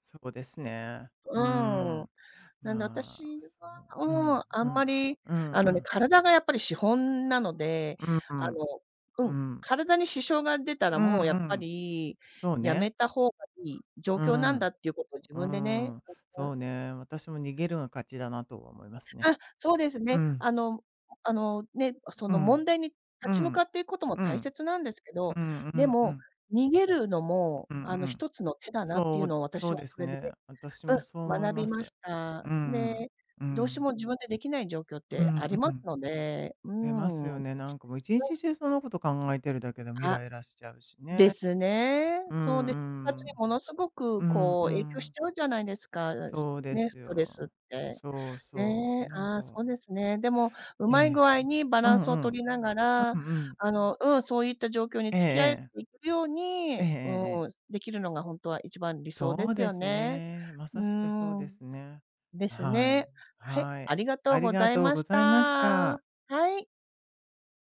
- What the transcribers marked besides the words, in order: tapping; unintelligible speech; other background noise; unintelligible speech
- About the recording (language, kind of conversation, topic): Japanese, unstructured, 過去の嫌な思い出は、今のあなたに影響していますか？